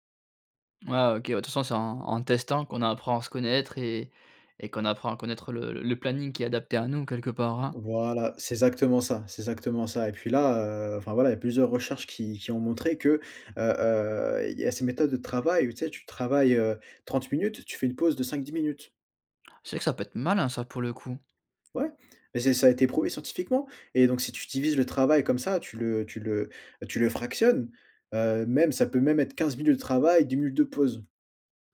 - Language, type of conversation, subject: French, advice, Pourquoi ai-je tendance à procrastiner avant d’accomplir des tâches importantes ?
- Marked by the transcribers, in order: stressed: "malin"; tapping